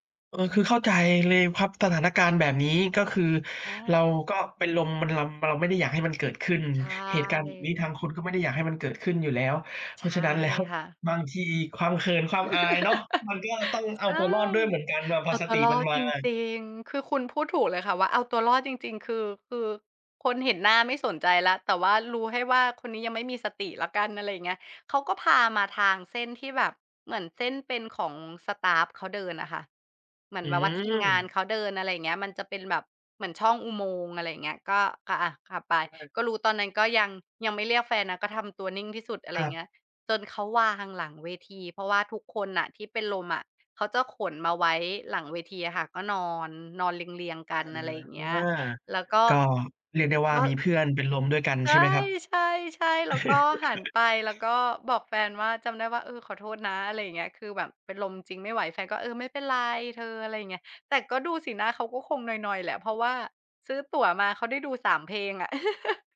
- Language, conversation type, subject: Thai, podcast, จำความรู้สึกตอนคอนเสิร์ตครั้งแรกได้ไหม?
- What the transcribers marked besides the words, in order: laughing while speaking: "แล้ว"; laugh; laugh; laugh